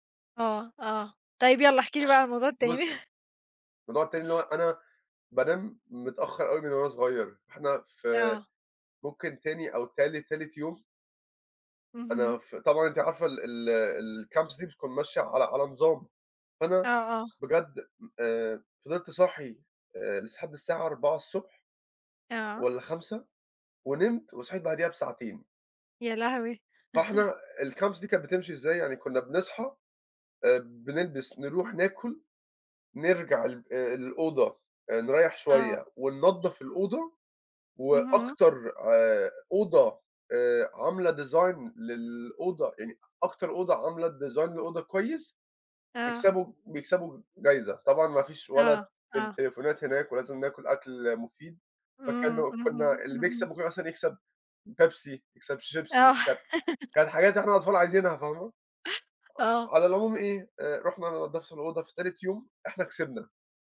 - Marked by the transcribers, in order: other background noise; laughing while speaking: "التاني"; tapping; in English: "الCamps"; chuckle; in English: "الكامبس"; in English: "design"; in English: "design"; laughing while speaking: "آه"; laugh
- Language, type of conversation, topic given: Arabic, unstructured, عندك هواية بتساعدك تسترخي؟ إيه هي؟